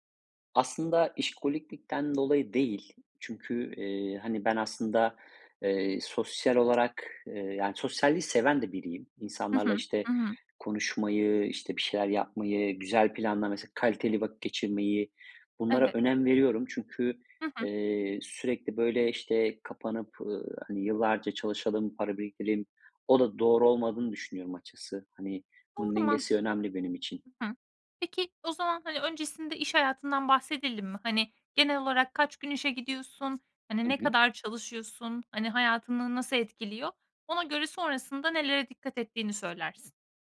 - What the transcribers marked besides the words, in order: tapping
- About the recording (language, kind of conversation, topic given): Turkish, podcast, İş ve özel hayat dengesini nasıl kuruyorsun, tavsiyen nedir?